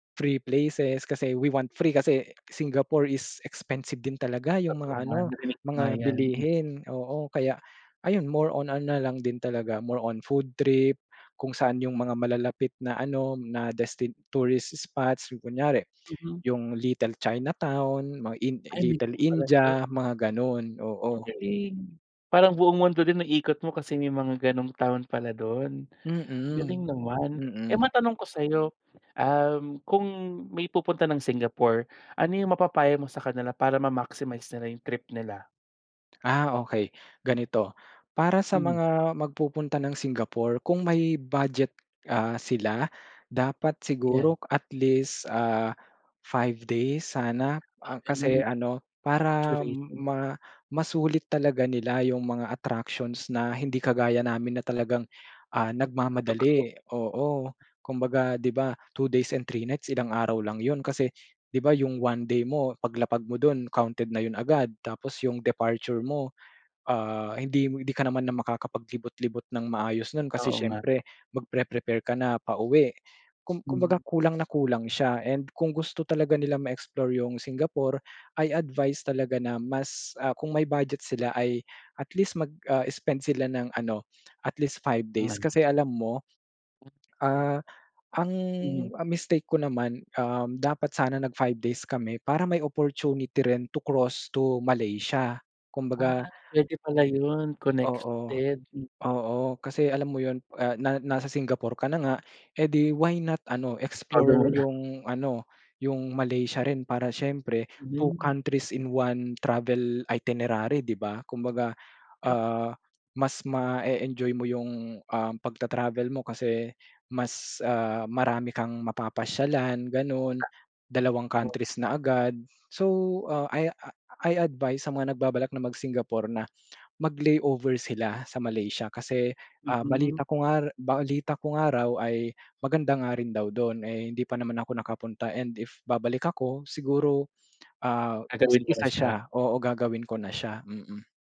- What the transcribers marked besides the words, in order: other background noise; tapping; drawn out: "ang"
- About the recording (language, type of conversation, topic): Filipino, podcast, Maaari mo bang ikuwento ang paborito mong karanasan sa paglalakbay?